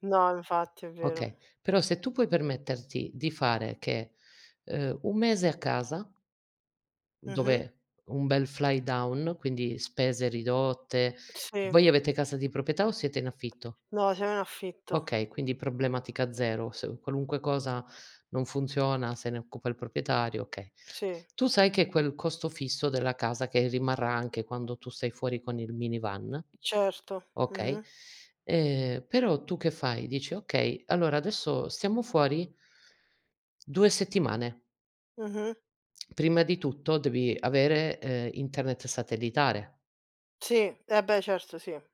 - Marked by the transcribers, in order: tapping; in English: "fly down"; other background noise
- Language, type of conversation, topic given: Italian, unstructured, Hai mai rinunciato a un sogno? Perché?